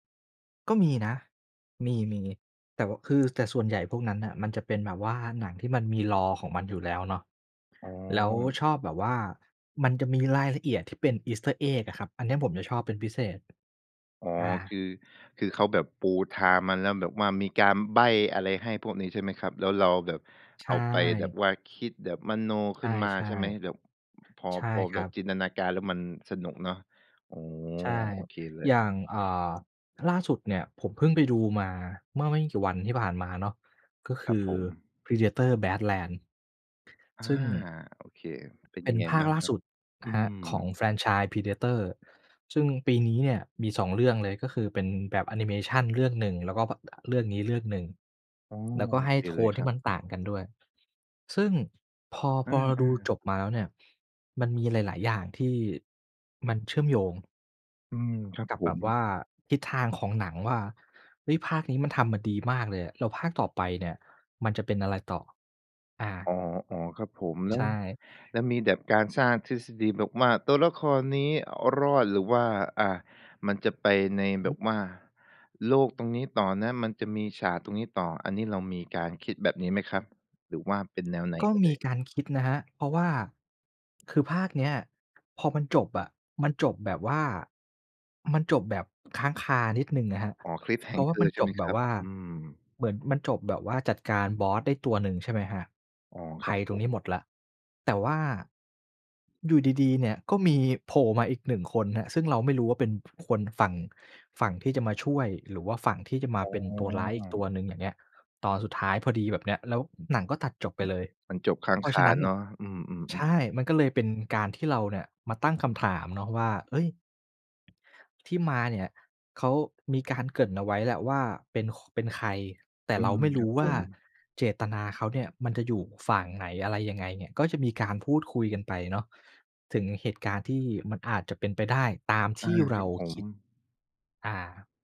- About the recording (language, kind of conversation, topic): Thai, podcast, ทำไมคนถึงชอบคิดทฤษฎีของแฟนๆ และถกกันเรื่องหนัง?
- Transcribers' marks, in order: in English: "lore"; in English: "Easter egg"; other background noise; other noise; in English: "cliffhanger"; tapping; stressed: "ตามที่"